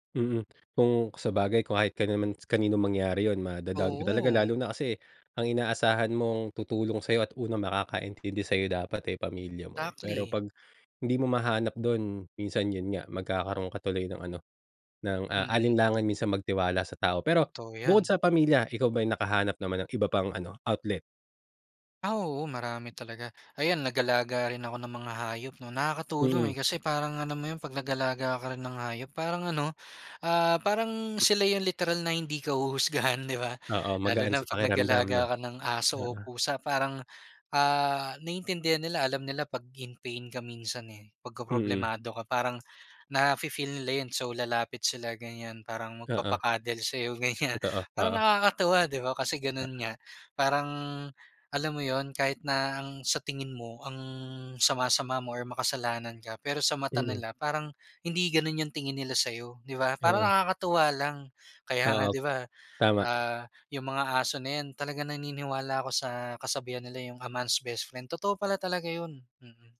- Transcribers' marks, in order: tapping
- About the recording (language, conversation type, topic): Filipino, podcast, Ano ang ginagawa mo kapag nai-stress o nabibigatan ka na?